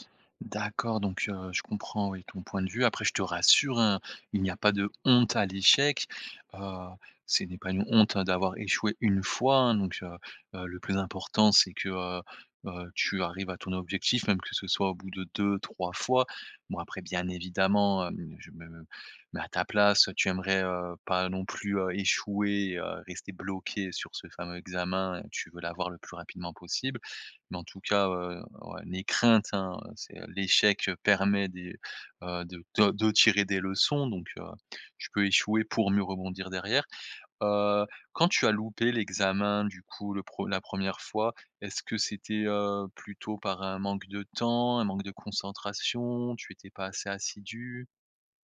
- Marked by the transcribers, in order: stressed: "honte"; stressed: "une"; stressed: "crainte"; stressed: "l'échec"; other background noise
- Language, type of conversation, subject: French, advice, Comment puis-je demander de l’aide malgré la honte d’avoir échoué ?